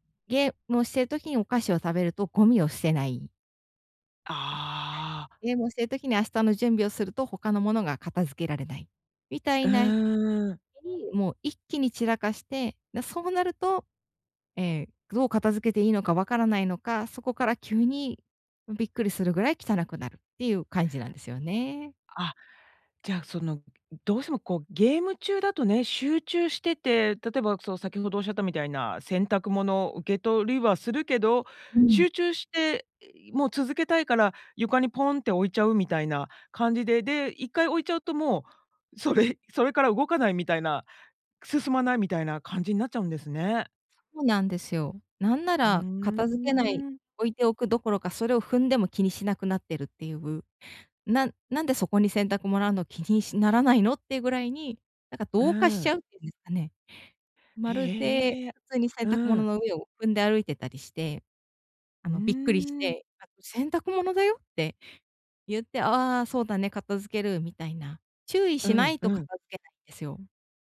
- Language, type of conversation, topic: Japanese, advice, 家の散らかりは私のストレスにどのような影響を与えますか？
- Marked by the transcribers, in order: other noise; laughing while speaking: "それ"